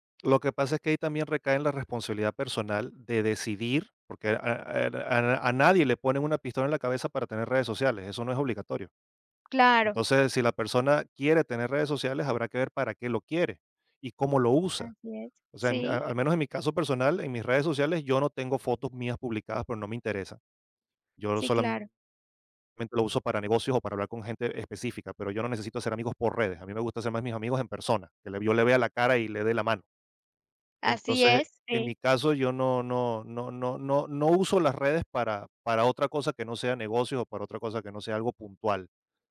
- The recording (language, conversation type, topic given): Spanish, podcast, ¿Cómo se construye la confianza en una pareja?
- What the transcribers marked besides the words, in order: none